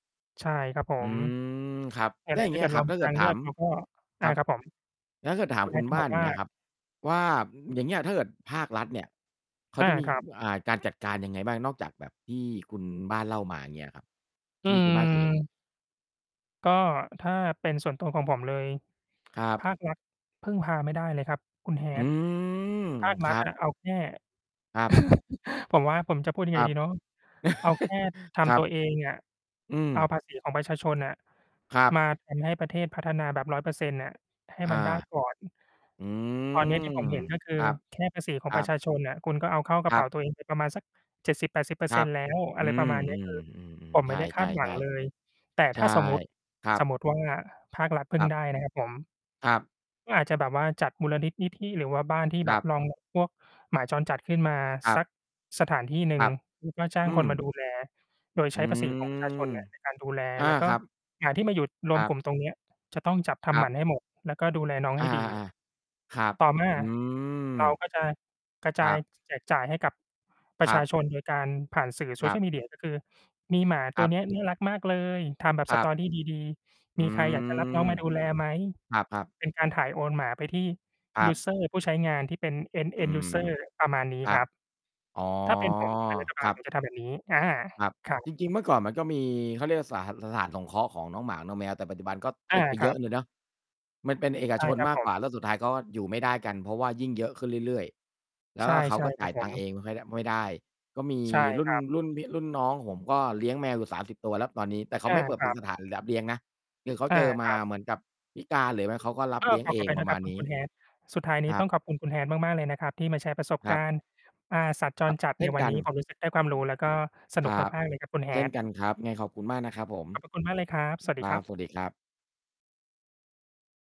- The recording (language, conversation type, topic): Thai, unstructured, สัตว์จรจัดส่งผลกระทบต่อชุมชนอย่างไรบ้าง?
- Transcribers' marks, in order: mechanical hum; distorted speech; other background noise; laugh; laugh; in English: "end end user"